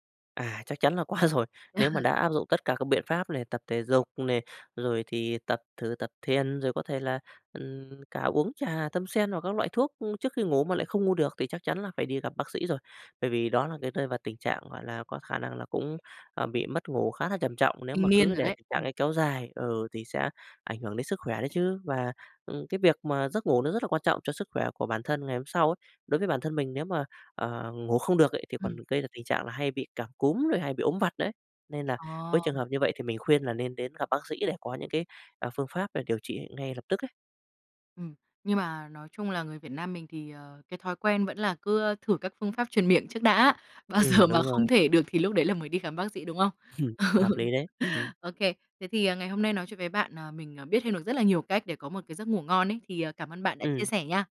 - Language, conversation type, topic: Vietnamese, podcast, Mẹo ngủ ngon để mau hồi phục
- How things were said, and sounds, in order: laughing while speaking: "có"; laugh; laughing while speaking: "bao giờ"; other background noise; chuckle; laugh; tapping